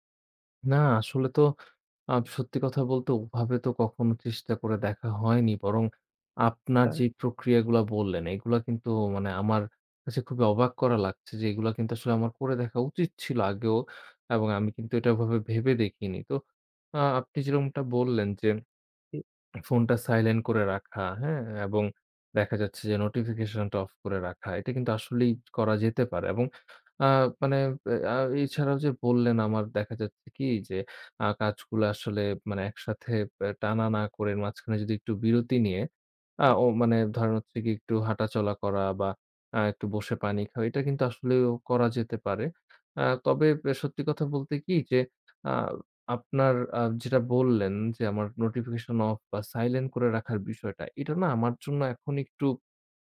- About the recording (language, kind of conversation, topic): Bengali, advice, মোবাইল ও সামাজিক মাধ্যমে বারবার মনোযোগ হারানোর কারণ কী?
- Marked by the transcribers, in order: tapping; unintelligible speech; other background noise